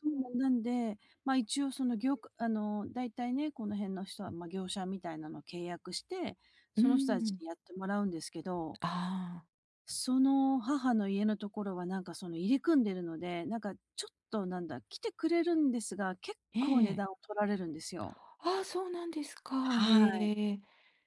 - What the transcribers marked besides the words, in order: none
- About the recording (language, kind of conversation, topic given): Japanese, advice, 家族の期待と自分の希望の折り合いをつける方法